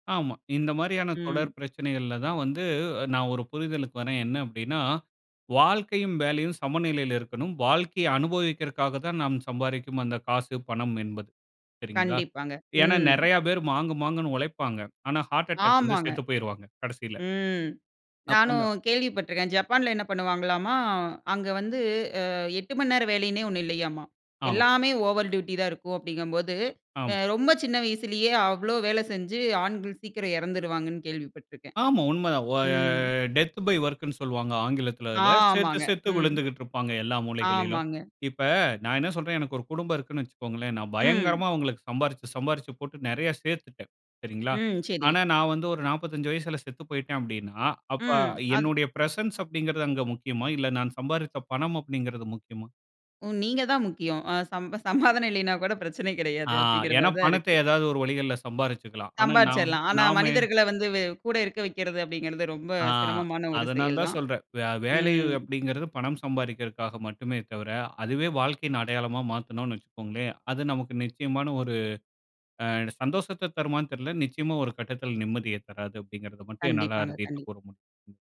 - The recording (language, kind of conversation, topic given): Tamil, podcast, வேலைக்கும் வாழ்க்கைக்கும் ஒரே அர்த்தம்தான் உள்ளது என்று நீங்கள் நினைக்கிறீர்களா?
- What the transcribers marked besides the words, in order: drawn out: "வந்து"; in English: "ஓவர் டியூட்டி"; drawn out: "ய"; in English: "டெத் பை ஒர்க்குன்னு"; drawn out: "ஆமாங்க"; other background noise; in English: "பிரசன்ஸ்"; laughing while speaking: "இல்லையினாக்கூட பிரச்சனை கெடையாது. அப்பிடிங்கிற மாரிதான் இருக்கு"; trusting: "அது நமக்கு நிச்சயமான ஒரு, அ … அறுதியிட்டு கூற முடியும்"